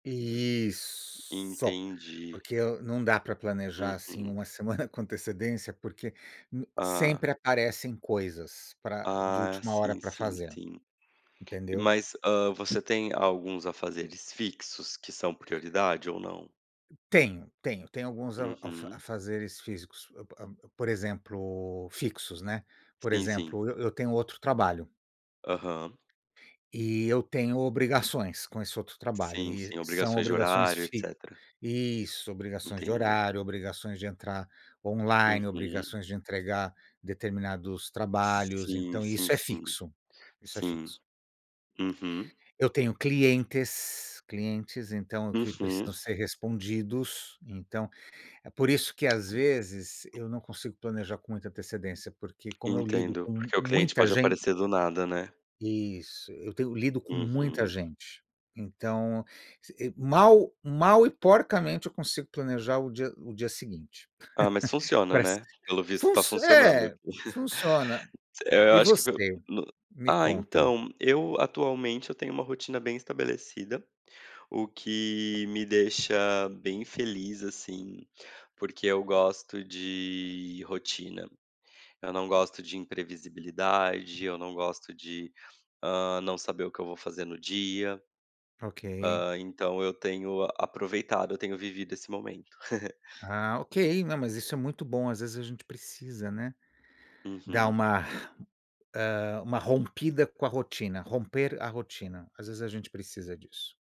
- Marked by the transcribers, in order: tapping; laugh; giggle; other noise
- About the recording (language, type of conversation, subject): Portuguese, unstructured, Como você decide quais são as prioridades no seu dia a dia?